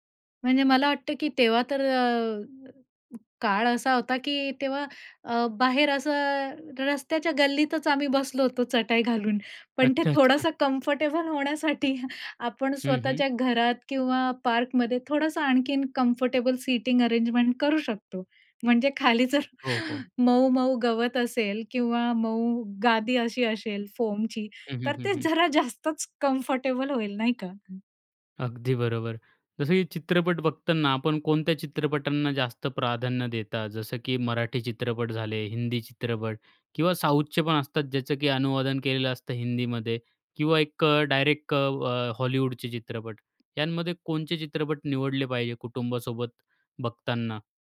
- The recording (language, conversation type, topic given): Marathi, podcast, कुटुंबासोबतच्या त्या जुन्या चित्रपटाच्या रात्रीचा अनुभव तुला किती खास वाटला?
- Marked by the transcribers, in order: in English: "कम्फर्टेबल"; chuckle; in English: "पार्कमध्ये"; in English: "कम्फर्टेबल सीटिंग अरेंजमेंट"; chuckle; in English: "फोमची"; in English: "कम्फर्टेबल"; in English: "साऊथचे"